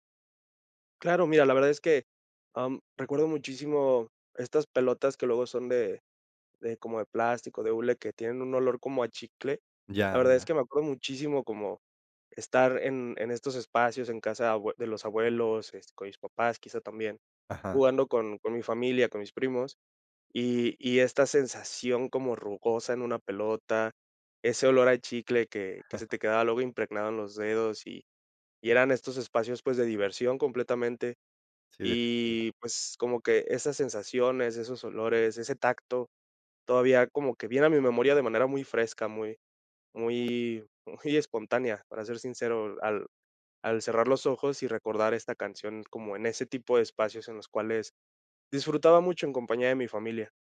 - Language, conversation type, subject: Spanish, podcast, ¿Cómo influyó tu familia en tus gustos musicales?
- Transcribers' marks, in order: chuckle; chuckle